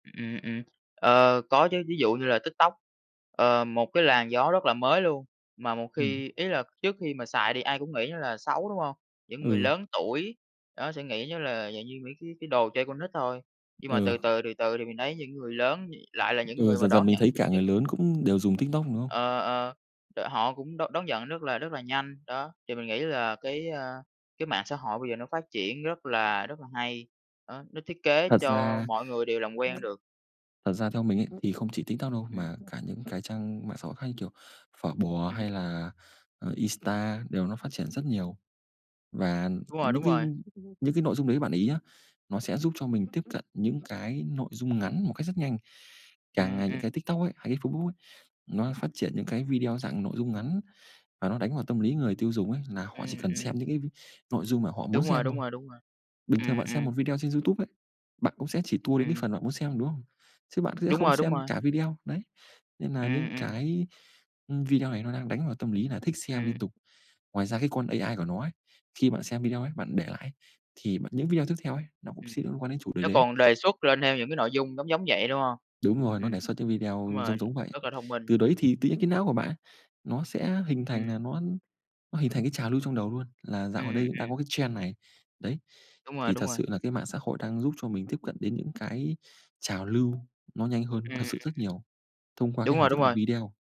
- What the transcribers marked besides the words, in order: other background noise; tapping; "Instagram" said as "Insta"; other noise; in English: "trend"
- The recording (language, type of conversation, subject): Vietnamese, unstructured, Bạn nghĩ mạng xã hội ảnh hưởng như thế nào đến văn hóa giải trí?